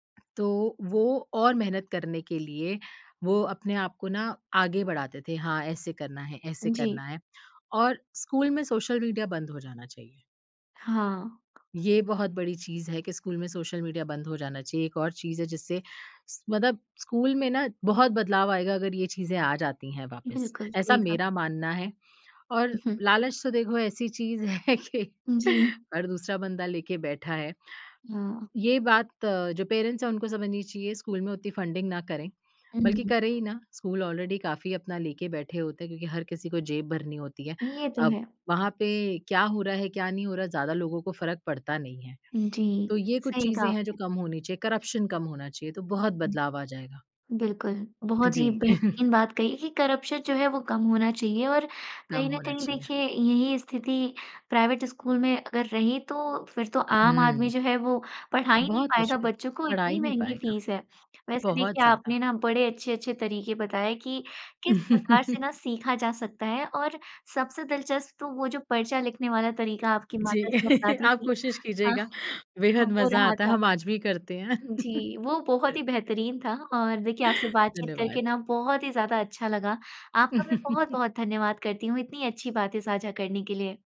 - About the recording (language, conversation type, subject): Hindi, podcast, आप सीखने को मज़ेदार कैसे बनाते हैं?
- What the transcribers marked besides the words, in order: tapping; laughing while speaking: "है कि"; chuckle; in English: "पेरेंट्स"; in English: "फ़ंडिंग"; in English: "ऑलरेडी"; in English: "करप्शन"; other background noise; chuckle; in English: "करप्शन"; in English: "प्राइवेट"; chuckle; laughing while speaking: "आप कोशिश कीजिएगा"; chuckle; chuckle